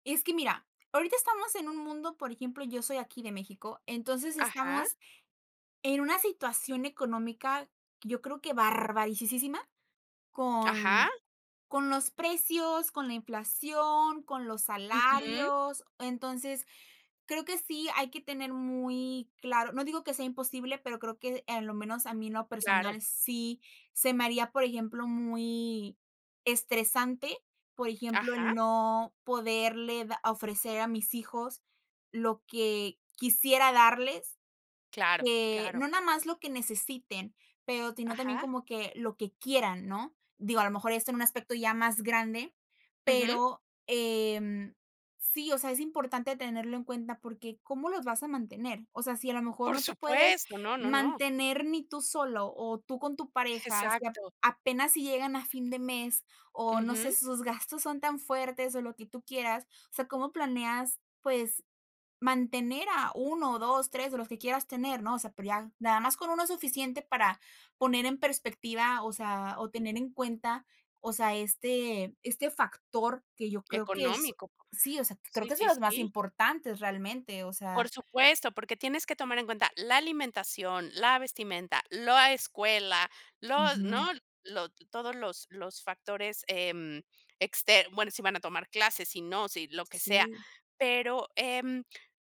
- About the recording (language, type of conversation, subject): Spanish, podcast, ¿Cómo decides si quieres tener hijos?
- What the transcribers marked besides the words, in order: none